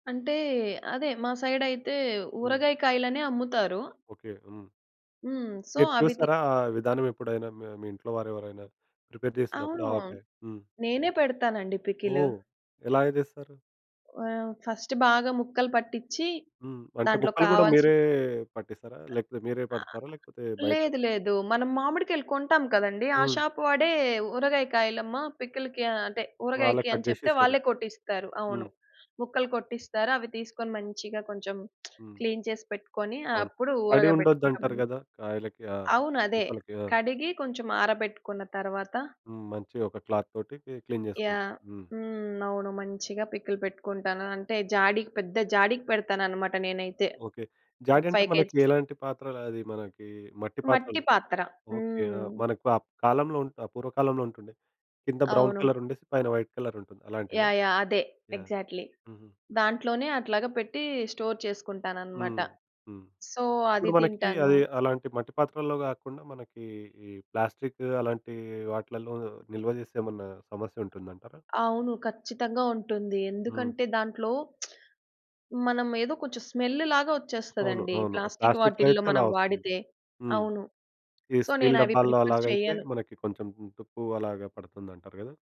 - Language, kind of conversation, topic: Telugu, podcast, సీజన్ మారినప్పుడు మీ ఆహార అలవాట్లు ఎలా మారుతాయి?
- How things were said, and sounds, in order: in English: "సైడ్"; in English: "సో"; in English: "ప్రిపేర్"; in English: "ఫస్ట్"; in English: "షాప్"; in English: "పికిల్‌కి"; in English: "కట్"; lip smack; in English: "క్లీన్"; in English: "క్లాత్"; in English: "క్లీన్"; in English: "పికిల్"; in English: "ఫైవ్ కేజీ‌స్"; other background noise; in English: "బ్రౌన్ కలర్"; in English: "వైట్ కలర్"; in English: "ఎగ్జాక్ట్‌లి"; in English: "స్టోర్"; in English: "సో"; tapping; lip smack; in English: "స్మెల్"; in English: "సో"; in English: "ప్రిఫర్"